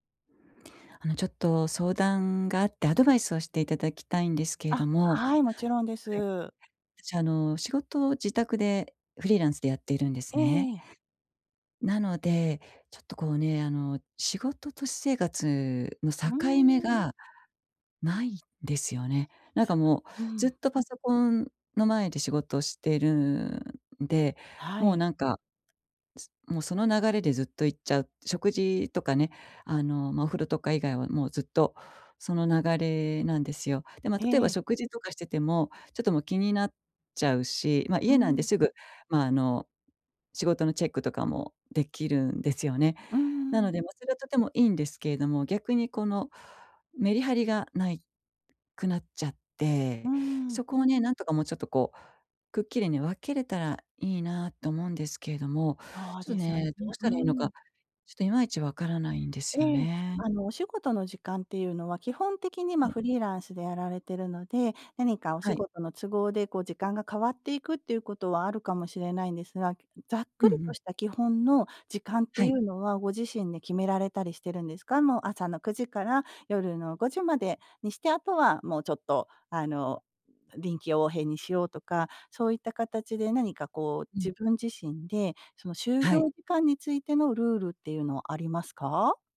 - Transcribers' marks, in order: other background noise; unintelligible speech
- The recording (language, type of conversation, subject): Japanese, advice, 仕事と私生活の境界を守るには、まず何から始めればよいですか？